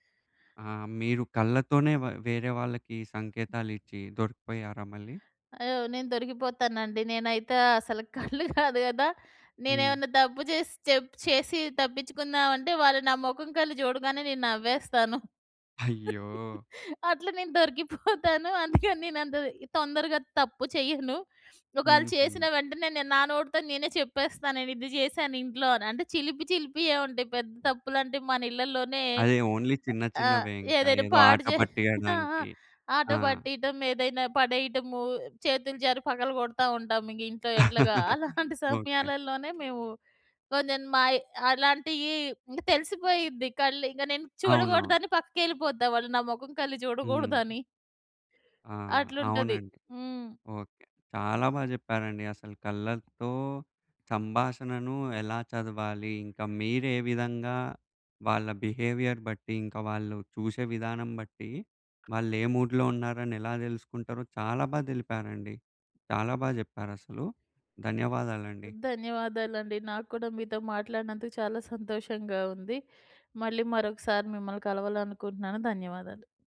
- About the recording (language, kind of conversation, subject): Telugu, podcast, కళ్ల సంకేతాలను ఎలా అర్థం చేసుకోవాలి?
- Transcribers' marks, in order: other background noise; laughing while speaking: "కళ్ళు గాదు గదా!"; laughing while speaking: "అట్ల నేను దొరికిపోతాను"; in English: "ఓన్లీ"; laugh; laughing while speaking: "సమయాలల్లోనే మేవు"; tapping; in English: "బిహేవియర్"; in English: "మూడ్‌లో"